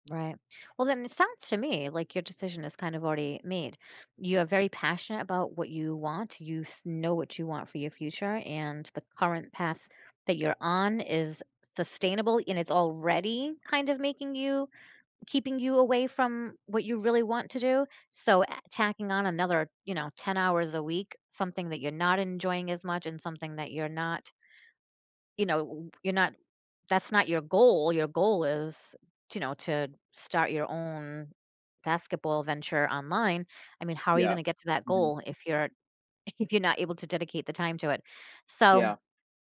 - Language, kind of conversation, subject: English, advice, How can I succeed and build confidence after an unexpected promotion?
- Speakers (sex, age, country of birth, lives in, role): female, 50-54, United States, United States, advisor; male, 20-24, United States, United States, user
- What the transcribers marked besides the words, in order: tapping; other background noise